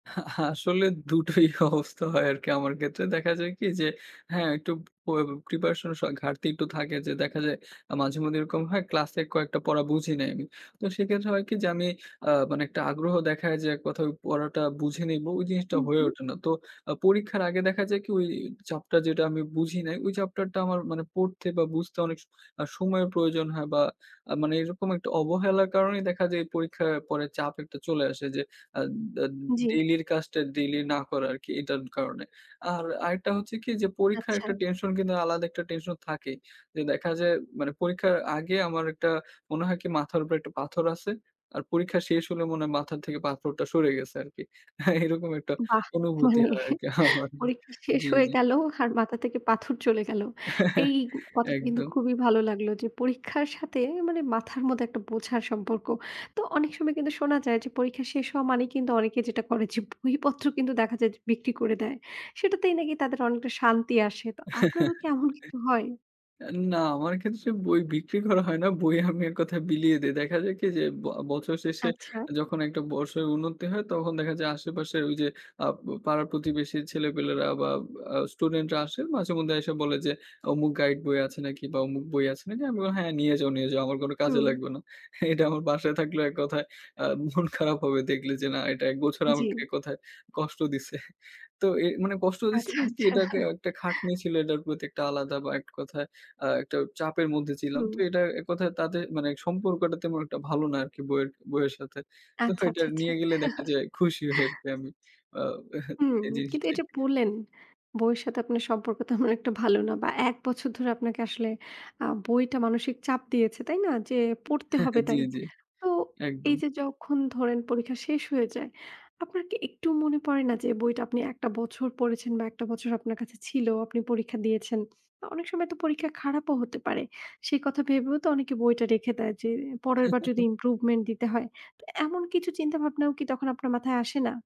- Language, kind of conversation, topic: Bengali, podcast, পরীক্ষার চাপ কমাতে তুমি কী করেছিলে?
- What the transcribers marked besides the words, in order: laughing while speaking: "আ আসলে দু টোই অবস্থা হয় আরকি আমার ক্ষেত্রে"; laughing while speaking: "এরকম একটা অনুভূতি হয় আরকি আমার। জি, জি"; laughing while speaking: "মানে পরীক্ষা শেষ হয়ে গেল আর মাথা থেকে পাথর চলে গেল"; laugh; laugh; laughing while speaking: "হয় না, বই আমি এক কথায় বিলিয়ে দেই"; laughing while speaking: "এটা আমার বাসায় থাকলে এক … কথায় কষ্ট দিছে"; laughing while speaking: "আচ্ছা"; laugh; tapping; in English: "ইমপ্রুভমেন্ট"; laugh